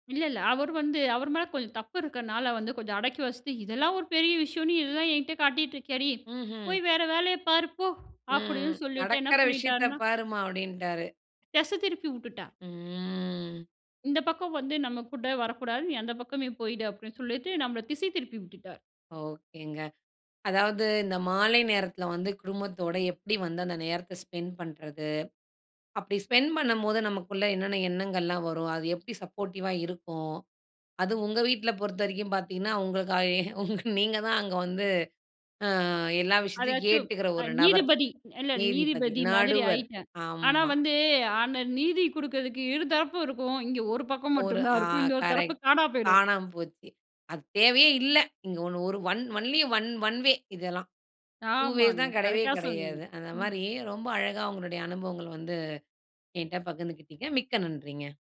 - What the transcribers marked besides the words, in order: "விட்டுட்டார்" said as "உட்டுட்டா"; drawn out: "ம்"; in English: "சப்போர்ட்டிவா"; laughing while speaking: "உங்க நீங்க தான் அங்க வந்து"; laughing while speaking: "ஒரு பக்கம் மட்டும் தான் இருக்கும். இன்னொரு தரப்பு காணாம போயிடும்"; in English: "ஒன்லி"
- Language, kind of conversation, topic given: Tamil, podcast, மாலை நேரத்தில் குடும்பத்துடன் நேரம் கழிப்பது பற்றி உங்கள் எண்ணம் என்ன?